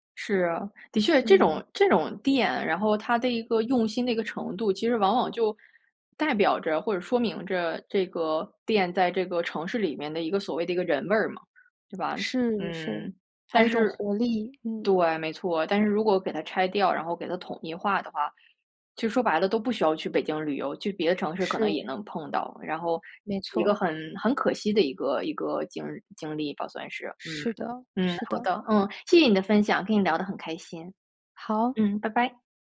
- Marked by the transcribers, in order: other background noise
- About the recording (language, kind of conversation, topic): Chinese, podcast, 说说一次你意外发现美好角落的经历？